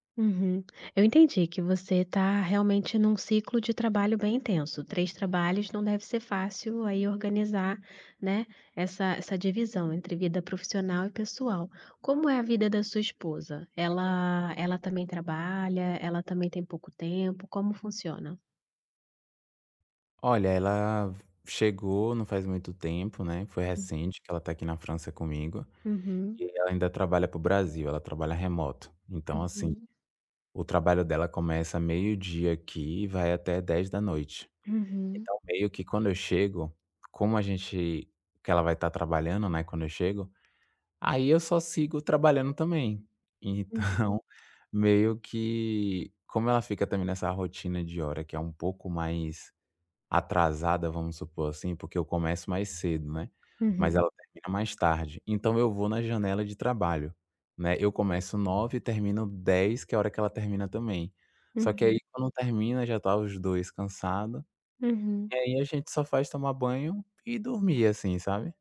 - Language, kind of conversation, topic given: Portuguese, advice, Como posso equilibrar trabalho e vida pessoal para ter mais tempo para a minha família?
- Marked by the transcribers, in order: laughing while speaking: "Então"